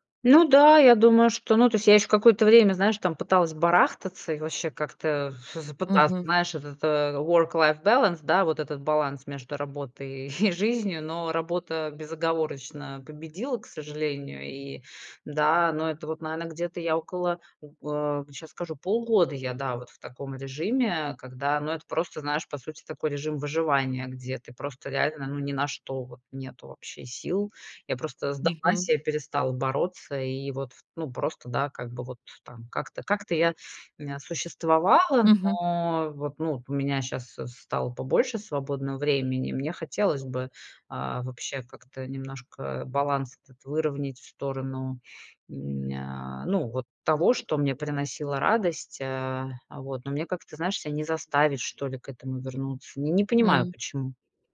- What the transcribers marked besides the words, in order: in English: "work-life balance"; chuckle; other background noise
- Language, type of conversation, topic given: Russian, advice, Как справиться с утратой интереса к любимым хобби и к жизни после выгорания?